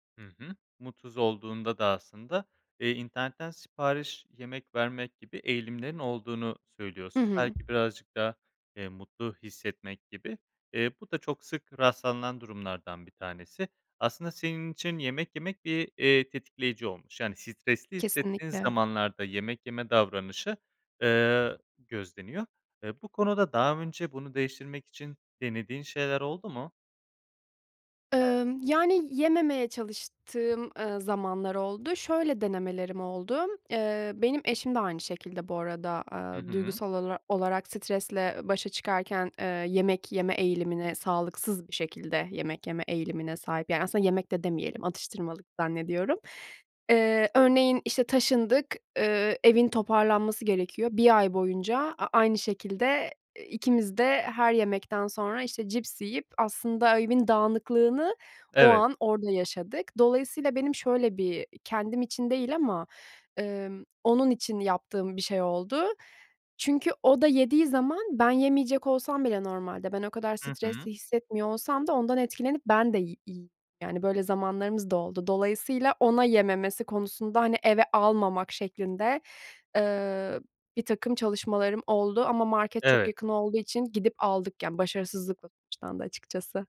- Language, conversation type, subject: Turkish, advice, Stresle başa çıkarken sağlıksız alışkanlıklara neden yöneliyorum?
- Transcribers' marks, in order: tapping; other background noise